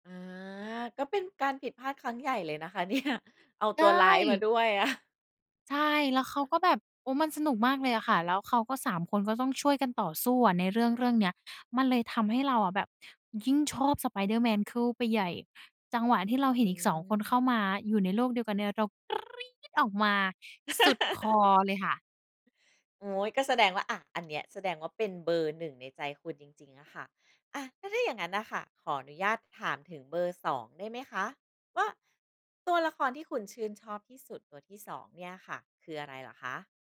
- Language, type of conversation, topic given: Thai, podcast, คุณช่วยเล่าถึงบทตัวละครที่คุณชอบที่สุดได้ไหม?
- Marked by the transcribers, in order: laughing while speaking: "เนี่ย"; chuckle; chuckle